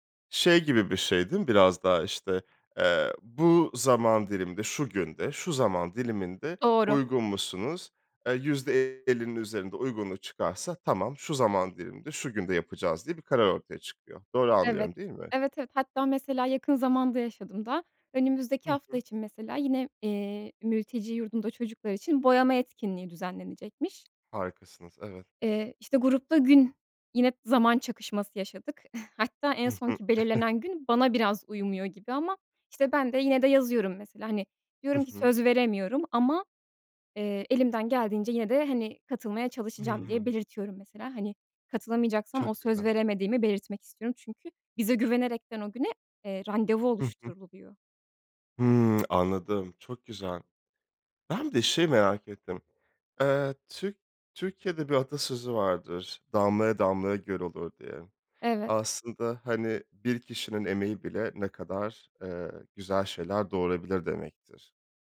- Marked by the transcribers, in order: laughing while speaking: "Hatta"; chuckle; tsk
- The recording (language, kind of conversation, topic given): Turkish, podcast, İnsanları gönüllü çalışmalara katılmaya nasıl teşvik edersin?